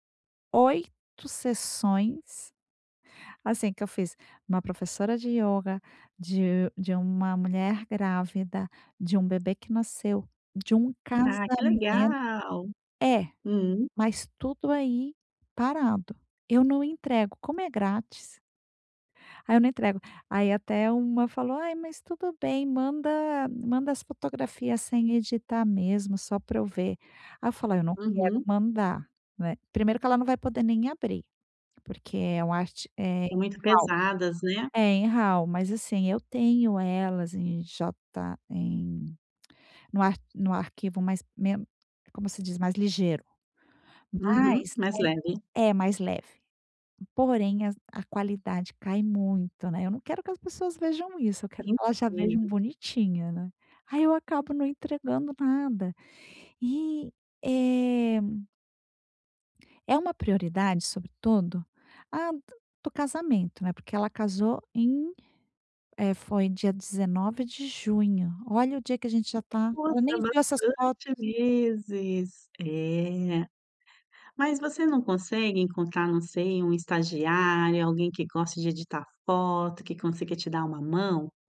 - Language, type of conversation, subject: Portuguese, advice, Como posso organizar minhas prioridades quando tudo parece urgente demais?
- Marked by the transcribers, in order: "sobretudo" said as "sobretodo"